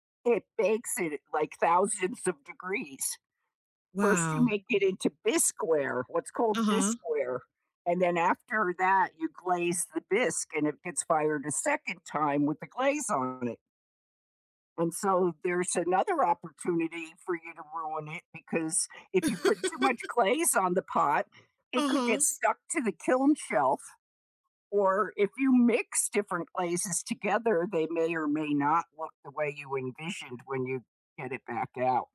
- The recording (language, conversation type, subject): English, unstructured, What new hobbies are you excited to explore this year, and what draws you to them?
- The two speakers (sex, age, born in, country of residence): female, 35-39, United States, United States; female, 70-74, United States, United States
- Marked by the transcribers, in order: laugh